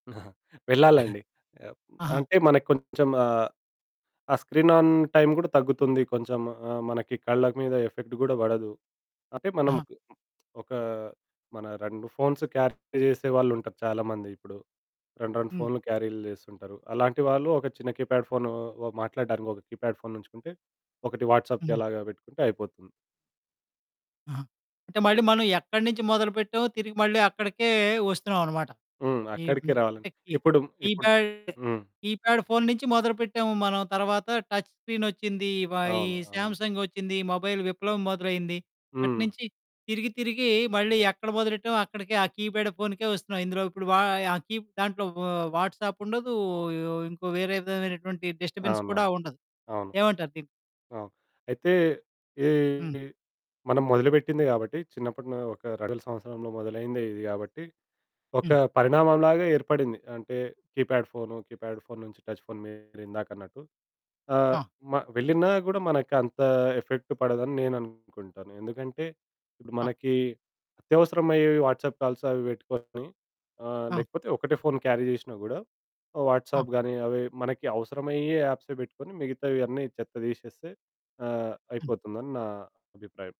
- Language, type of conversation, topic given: Telugu, podcast, నోటిఫికేషన్లు మీ ఏకాగ్రతను ఎలా చెదరగొడతాయి?
- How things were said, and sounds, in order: giggle; in English: "స్క్రీన్ ఆన్ టైమ్"; in English: "ఎఫెక్ట్"; other background noise; in English: "ఫోన్స్ క్యారీ"; in English: "కీప్యాడ్"; in English: "కీప్యాడ్"; in English: "వాట్సాప్‌కి"; in English: "కీప్యాడ్ కీప్యాడ్"; distorted speech; in English: "టచ్"; in English: "మొబైల్"; in English: "కీప్యాడ్"; in English: "వాట్సాప్"; in English: "డిస్టర్బెన్స్"; in English: "కీప్యాడ్"; in English: "కీప్యాడ్"; in English: "టచ్"; in English: "ఎఫెక్ట్"; in English: "వాట్సాప్ కాల్స్"; in English: "క్యారీ"; in English: "వాట్సాప్"